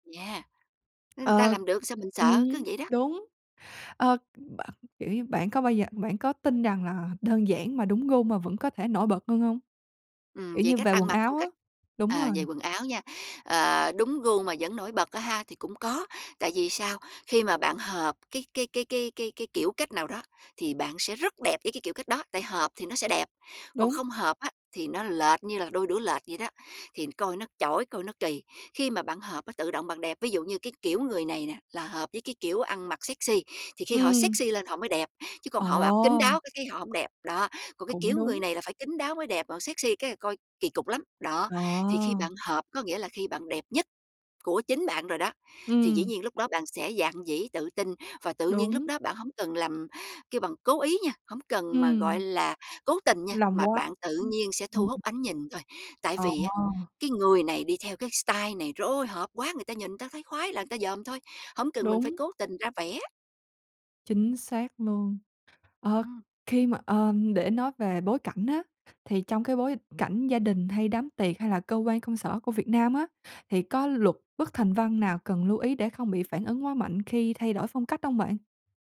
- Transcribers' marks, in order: tapping; in English: "style"
- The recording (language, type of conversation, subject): Vietnamese, podcast, Bạn có lời khuyên nào về phong cách dành cho người rụt rè không?